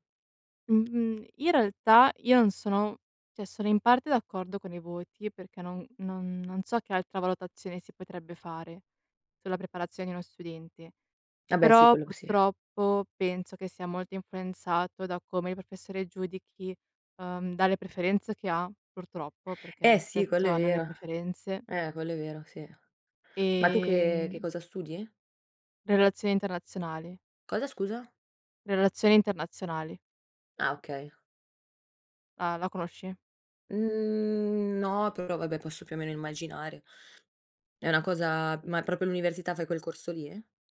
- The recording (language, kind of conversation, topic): Italian, unstructured, È giusto giudicare un ragazzo solo in base ai voti?
- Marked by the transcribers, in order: "cioè" said as "ceh"; "Vabbè" said as "abbè"; drawn out: "Ehm"; other background noise